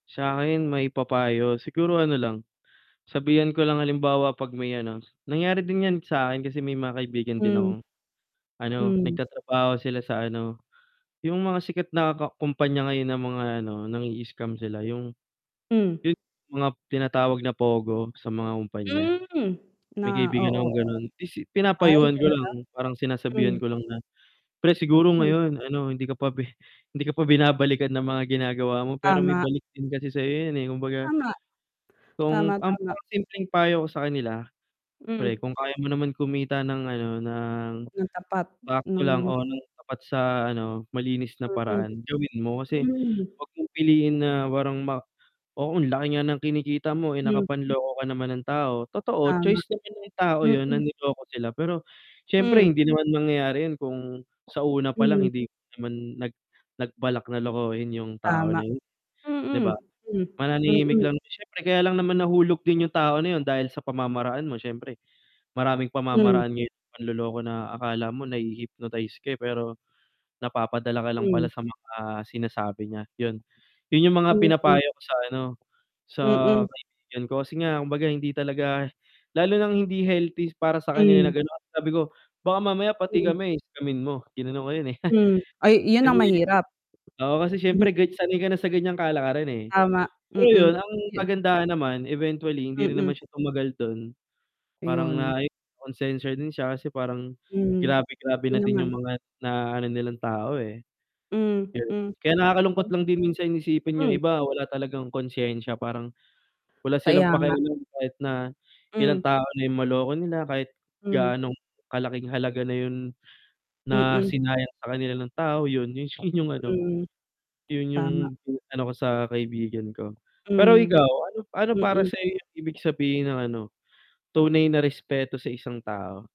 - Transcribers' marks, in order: static; tapping; distorted speech; mechanical hum; unintelligible speech; horn; background speech; chuckle; scoff; unintelligible speech; unintelligible speech; unintelligible speech; chuckle
- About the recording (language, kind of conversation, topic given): Filipino, unstructured, Paano mo tinitingnan ang panlilinlang sa maliliit na bagay sa araw-araw?